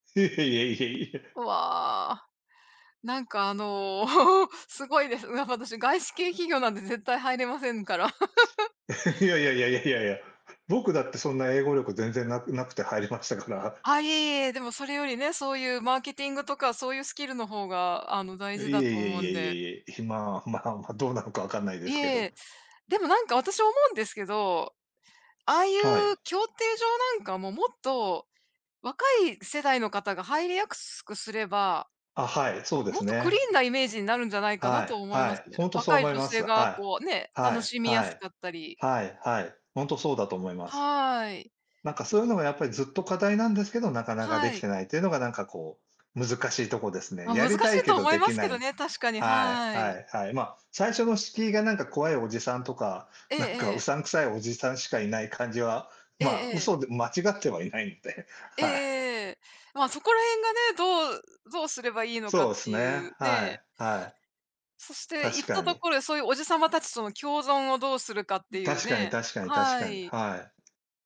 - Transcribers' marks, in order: chuckle; tapping; chuckle; "入りやすく" said as "はいりやくすく"; other background noise
- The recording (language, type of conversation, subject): Japanese, unstructured, 働き始めてから、いちばん嬉しかった瞬間はいつでしたか？